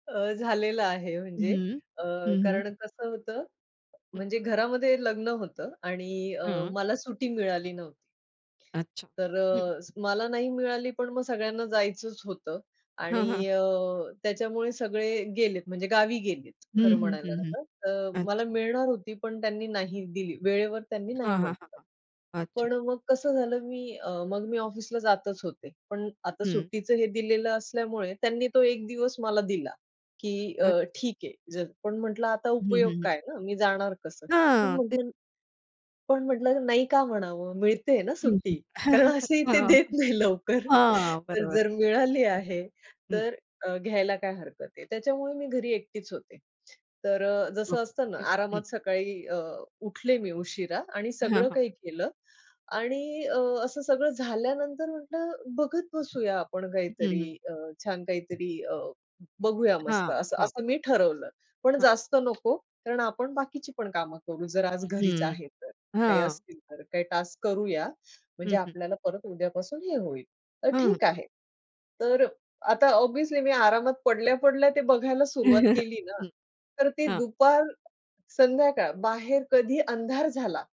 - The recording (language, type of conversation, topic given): Marathi, podcast, सोशल मीडियावर वेळ घालवल्यानंतर तुम्हाला कसे वाटते?
- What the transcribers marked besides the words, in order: other background noise; tapping; chuckle; laughing while speaking: "असेही ते देत नाही लवकर"; unintelligible speech; in English: "टास्क"; in English: "ऑब्व्हियसली"; chuckle